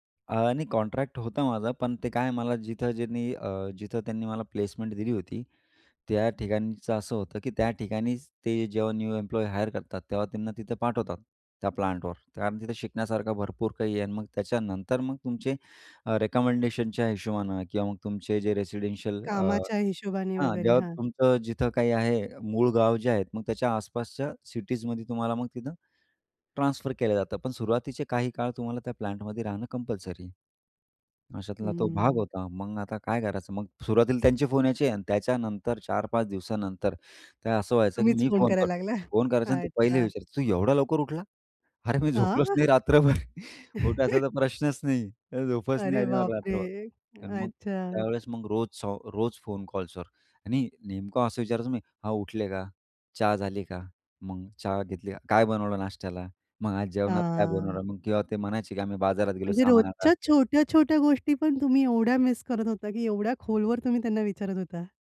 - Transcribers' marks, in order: in English: "हायर"; in English: "रेसिडेन्शियल"; other background noise; laughing while speaking: "लागला?"; chuckle; laughing while speaking: "रात्रभर"; tapping
- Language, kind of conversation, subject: Marathi, podcast, लांब राहूनही कुटुंबाशी प्रेम जपण्यासाठी काय कराल?